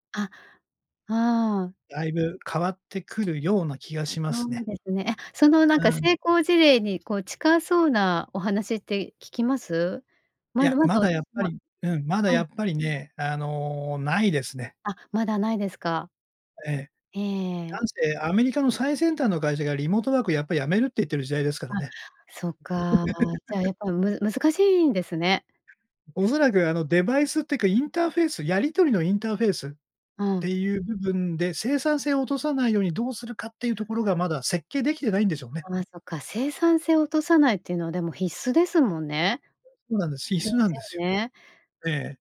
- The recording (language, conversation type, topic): Japanese, podcast, これからのリモートワークは将来どのような形になっていくと思いますか？
- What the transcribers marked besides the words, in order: tapping; laugh; other noise; unintelligible speech